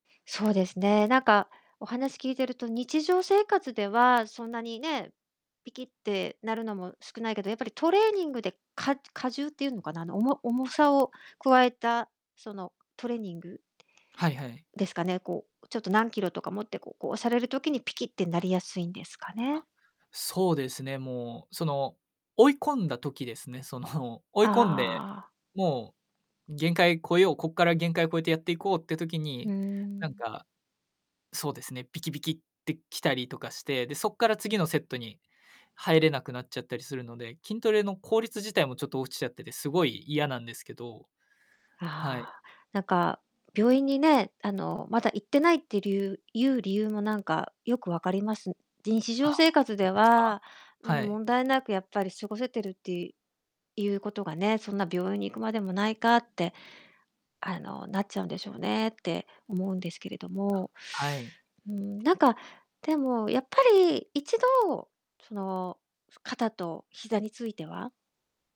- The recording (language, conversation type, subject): Japanese, advice, 運動で痛めた古傷がぶり返して不安なのですが、どうすればいいですか？
- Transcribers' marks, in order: distorted speech